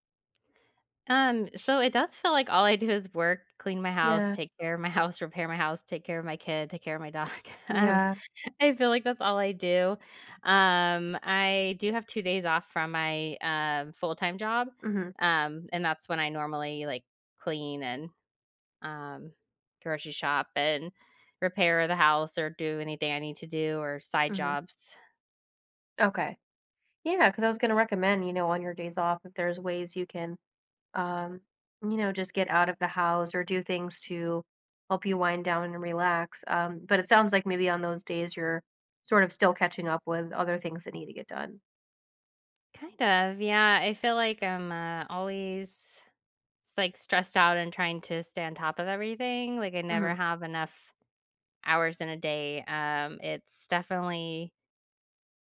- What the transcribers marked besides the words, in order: tapping; laughing while speaking: "dog. Um"
- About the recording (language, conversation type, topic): English, advice, How can I manage stress from daily responsibilities?
- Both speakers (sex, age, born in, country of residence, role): female, 30-34, United States, United States, advisor; female, 40-44, United States, United States, user